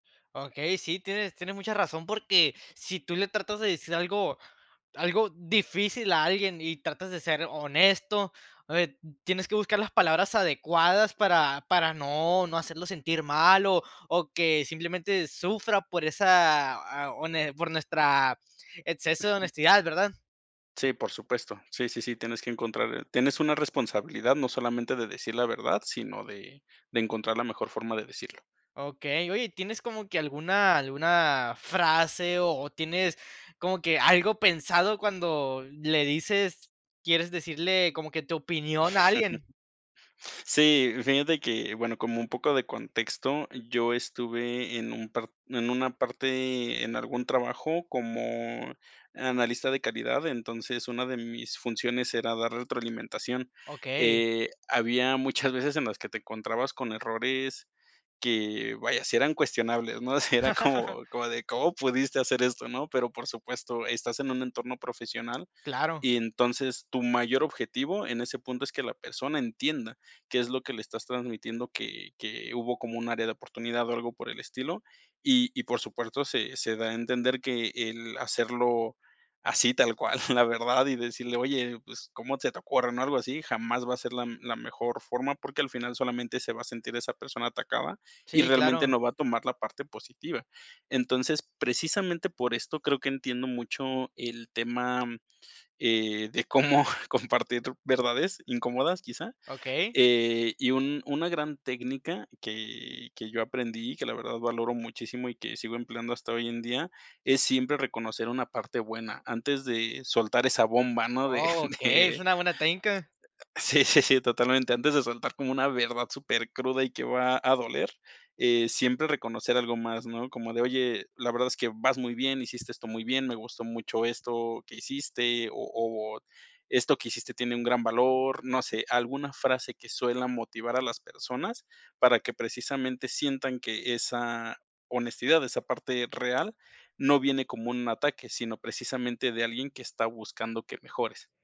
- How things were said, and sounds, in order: giggle; laugh; laugh; laughing while speaking: "esa bomba, ¿no?, de de sí, sí, sí, totalmente"
- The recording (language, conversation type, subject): Spanish, podcast, ¿Cómo equilibras la honestidad con la armonía?